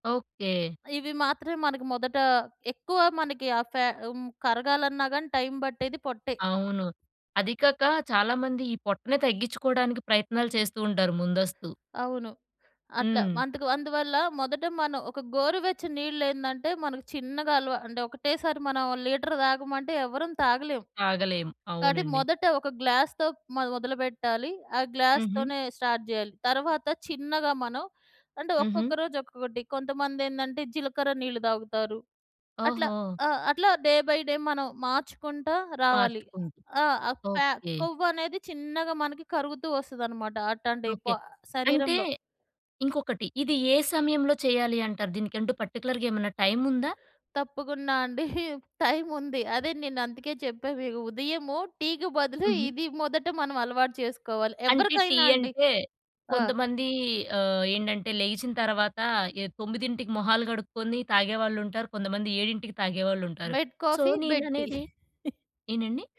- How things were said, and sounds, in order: "అందుకు" said as "మంతుకు"; in English: "లీటర్"; in English: "గ్లాస్‌తో"; in English: "గ్లాస్"; in English: "స్టార్ట్"; in English: "డే బై డే"; in English: "పర్టిక్యులర్‌గా"; chuckle; in English: "బెడ్ కాఫీ, బెడ్"; in English: "సో"; chuckle
- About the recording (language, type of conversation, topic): Telugu, podcast, కొత్త ఆరోగ్య అలవాటు మొదలుపెట్టే వారికి మీరు ఏమి చెప్పాలనుకుంటారు?